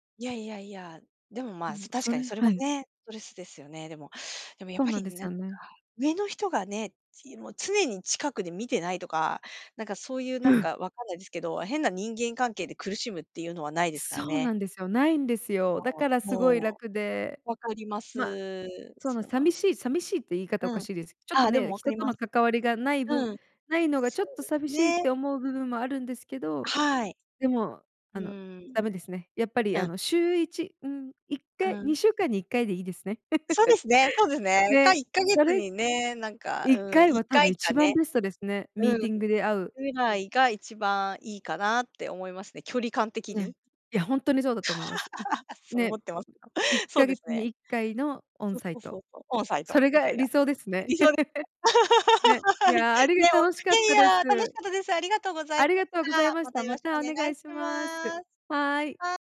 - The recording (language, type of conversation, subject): Japanese, unstructured, あなたにとって理想の働き方とはどのようなものだと思いますか？
- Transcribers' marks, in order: laugh; laugh; laugh